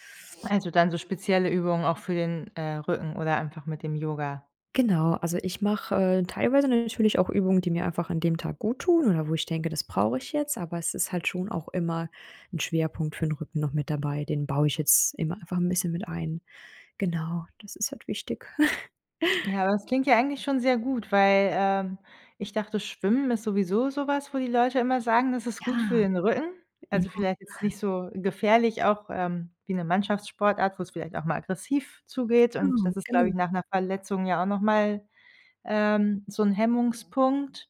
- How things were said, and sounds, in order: laugh; unintelligible speech
- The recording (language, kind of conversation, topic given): German, advice, Wie gelingt dir der Neustart ins Training nach einer Pause wegen Krankheit oder Stress?